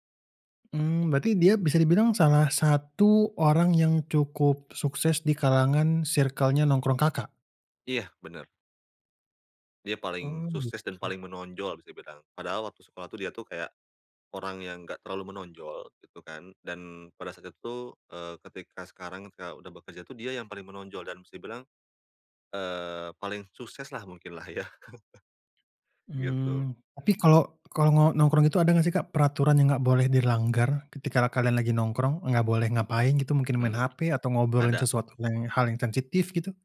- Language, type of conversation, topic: Indonesian, podcast, Apa peran nongkrong dalam persahabatanmu?
- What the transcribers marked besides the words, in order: other background noise; chuckle